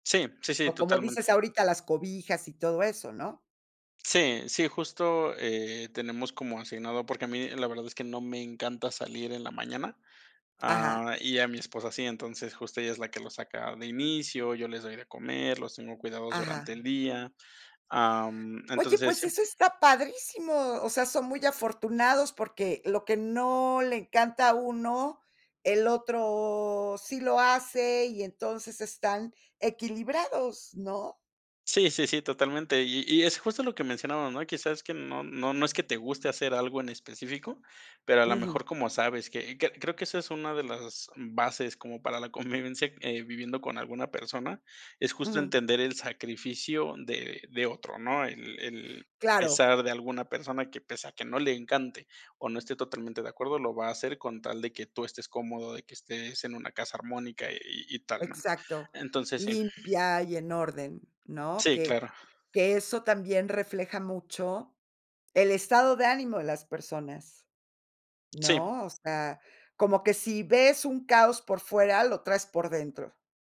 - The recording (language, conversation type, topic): Spanish, podcast, ¿Cómo se reparten las tareas en casa con tu pareja o tus compañeros de piso?
- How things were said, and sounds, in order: drawn out: "otro"